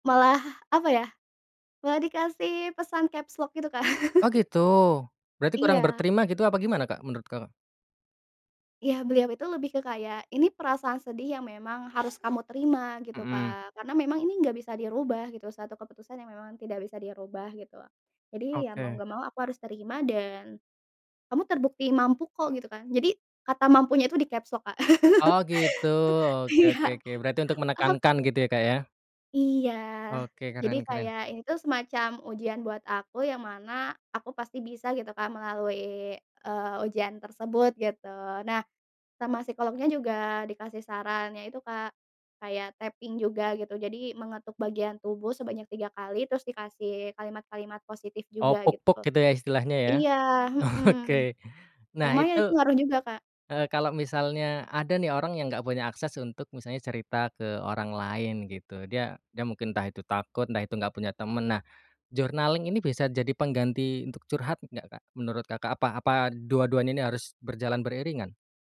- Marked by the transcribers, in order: in English: "capslock"; laughing while speaking: "Kak"; chuckle; other background noise; in English: "capslock"; laugh; laughing while speaking: "Iya"; in English: "tapping"; chuckle; laughing while speaking: "Oke"; in English: "journaling"
- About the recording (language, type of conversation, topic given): Indonesian, podcast, Bagaimana cara memotivasi diri sendiri setelah mengalami beberapa kali kegagalan?